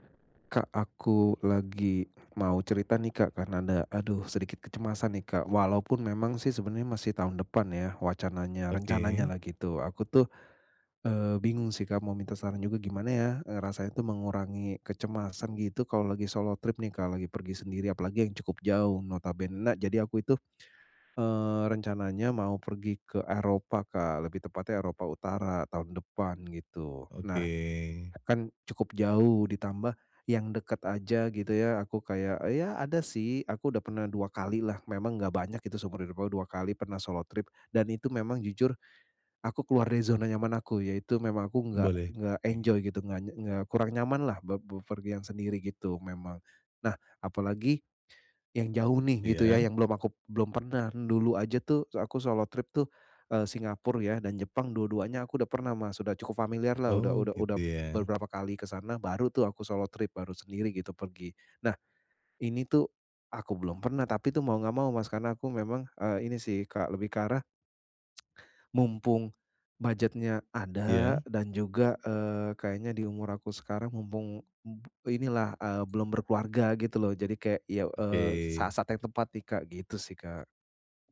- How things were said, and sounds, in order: in English: "enjoy"; other background noise
- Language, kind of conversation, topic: Indonesian, advice, Bagaimana cara mengurangi kecemasan saat bepergian sendirian?